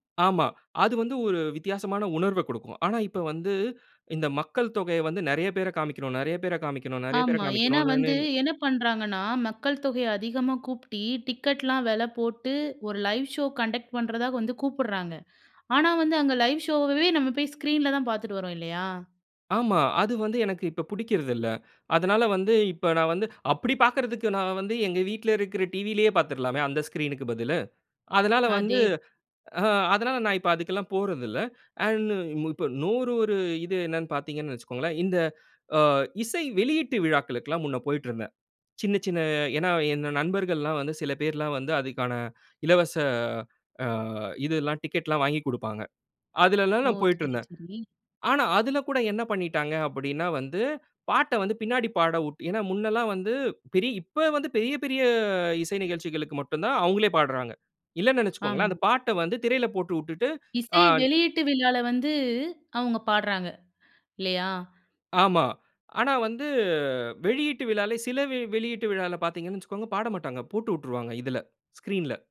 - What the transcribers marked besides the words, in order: "கூட்டி" said as "கூப்டி"; in English: "லைவ் ஷோ கண்டக்ட்"; inhale; in English: "லைவ் ஷோவே"; in English: "ஸ்க்ரீன்ல"; inhale; inhale; in English: "அண்ட்"; inhale; inhale; other noise; other background noise; inhale; inhale
- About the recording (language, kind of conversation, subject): Tamil, podcast, தொழில்நுட்பம் உங்கள் இசை ஆர்வத்தை எவ்வாறு மாற்றியுள்ளது?